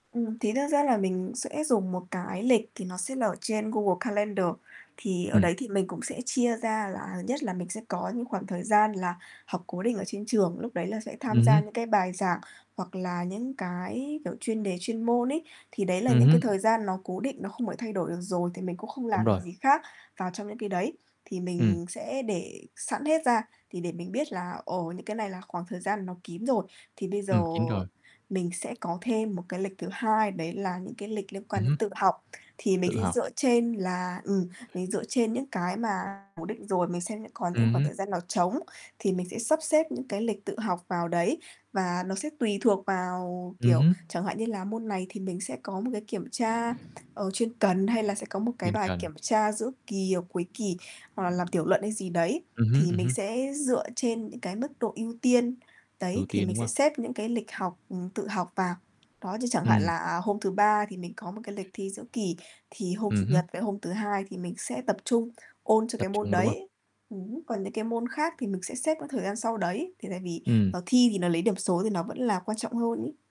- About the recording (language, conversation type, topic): Vietnamese, podcast, Bí quyết quản lý thời gian khi học của bạn là gì?
- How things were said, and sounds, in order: static; distorted speech; tapping